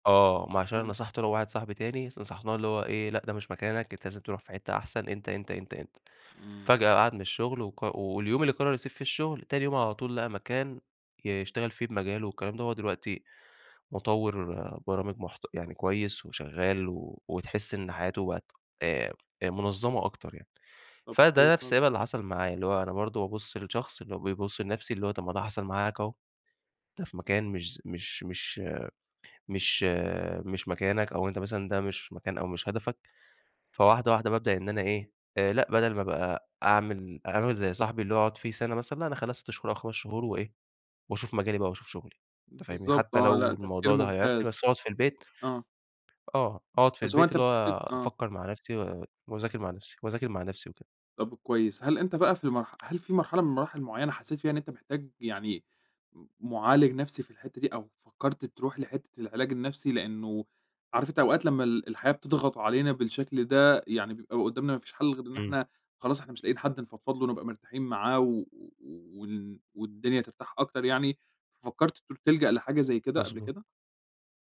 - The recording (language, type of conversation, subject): Arabic, podcast, بتتعامل إزاي لما تحس إن حياتك مالهاش هدف؟
- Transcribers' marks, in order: unintelligible speech; tapping